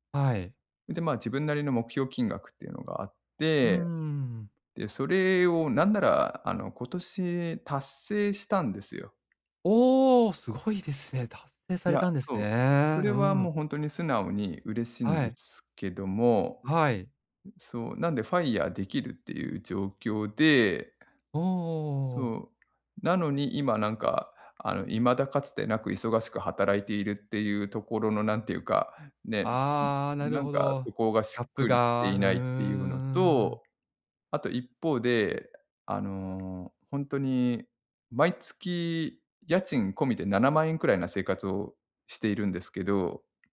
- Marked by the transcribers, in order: in English: "FIRE"
- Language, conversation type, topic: Japanese, advice, 自分の理想の自分像に合わせて、日々の行動を変えるにはどうすればよいですか？